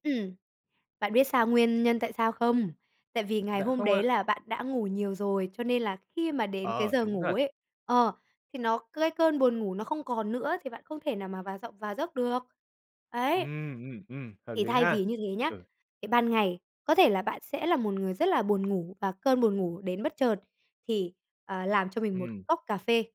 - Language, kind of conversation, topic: Vietnamese, advice, Làm thế nào để xây dựng một thói quen buổi sáng ổn định để bắt đầu ngày mới?
- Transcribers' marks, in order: tapping